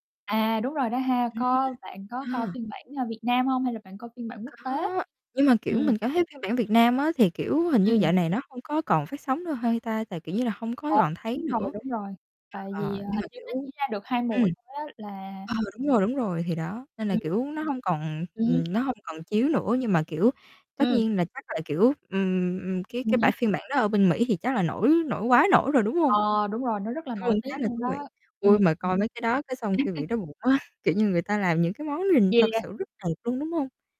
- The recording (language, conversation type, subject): Vietnamese, unstructured, Bạn thích xem chương trình truyền hình nào nhất?
- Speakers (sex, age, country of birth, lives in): female, 20-24, Vietnam, Vietnam; female, 25-29, Vietnam, United States
- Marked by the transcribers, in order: distorted speech; tapping; static; other background noise; laugh